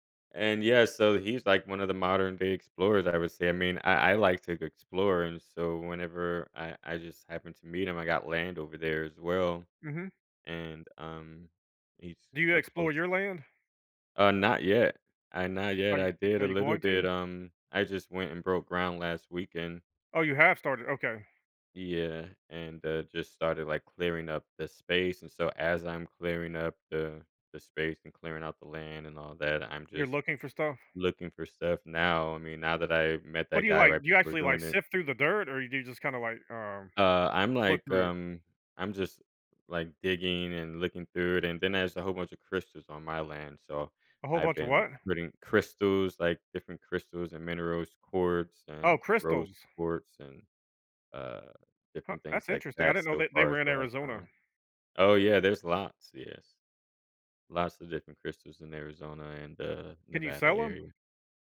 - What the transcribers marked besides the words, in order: other background noise; tapping
- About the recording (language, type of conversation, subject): English, unstructured, What can explorers' perseverance teach us?